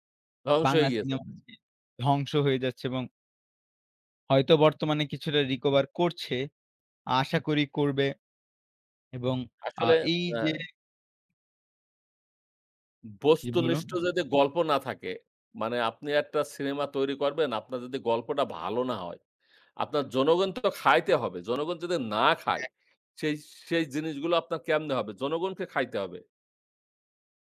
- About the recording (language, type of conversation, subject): Bengali, unstructured, ছবির মাধ্যমে গল্প বলা কেন গুরুত্বপূর্ণ?
- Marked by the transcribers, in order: other background noise